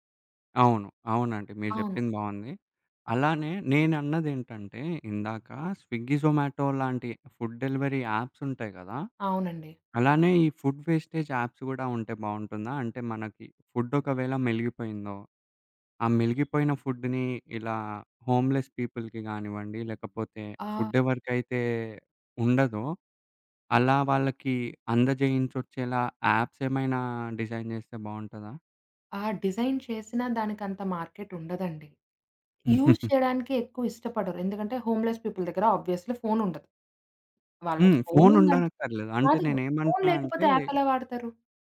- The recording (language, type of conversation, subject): Telugu, podcast, ఆహార వృథాను తగ్గించడానికి ఇంట్లో సులభంగా పాటించగల మార్గాలు ఏమేమి?
- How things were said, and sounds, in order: in English: "స్విగ్గీ, జొమాటో"; in English: "ఫుడ్ డెలివరీ"; other background noise; in English: "ఫుడ్ వేస్టేజ్ యాప్స్"; in English: "ఫుడ్"; horn; in English: "ఫుడ్‌ని"; in English: "హోమ్ లెస్ పీపుల్‌కి"; in English: "ఫుడ్"; tapping; in English: "యాప్స్"; in English: "డిజైన్"; in English: "డిజైన్"; in English: "యూజ్"; giggle; in English: "హోమ్ లెస్ పీపుల్"; in English: "ఆబ్వియస్‌లి"; in English: "యాప్"